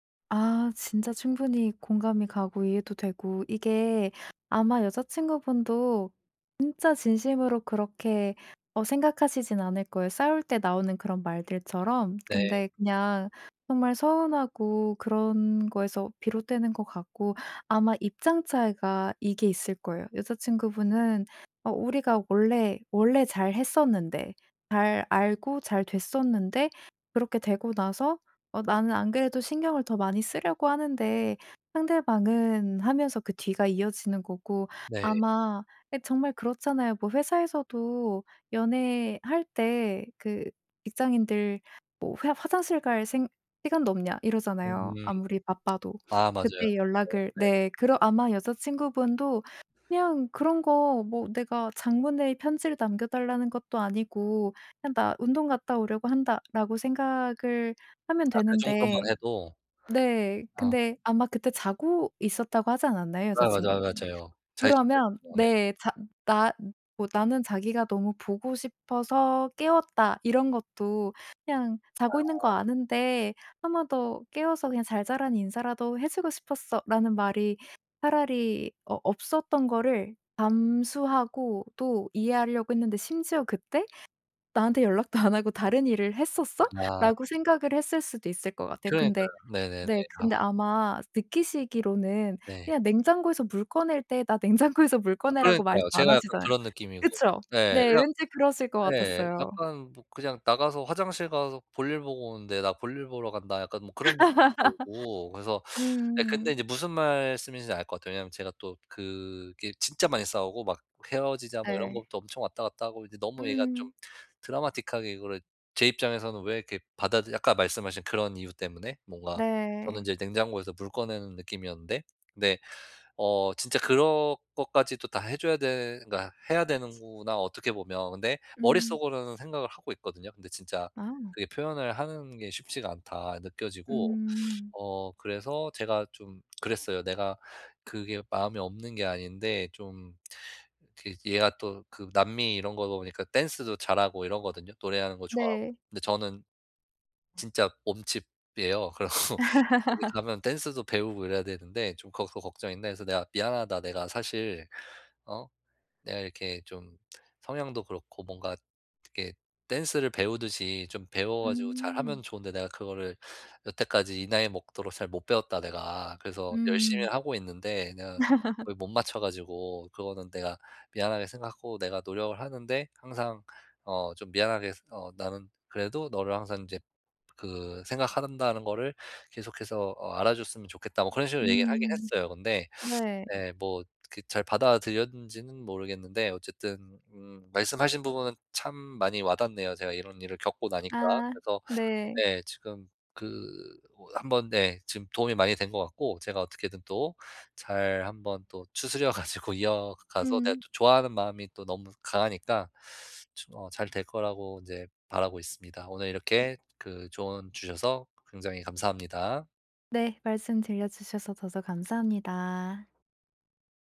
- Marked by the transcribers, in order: tapping; other background noise; laughing while speaking: "안 하고"; laughing while speaking: "냉장고에서"; unintelligible speech; laugh; laugh; "몸치예요" said as "몸칩이예요"; laughing while speaking: "그러고"; laugh; laughing while speaking: "추스려 가지고"; "저도" said as "저서"
- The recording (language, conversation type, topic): Korean, advice, 상처를 준 사람에게 감정을 공감하며 어떻게 사과할 수 있을까요?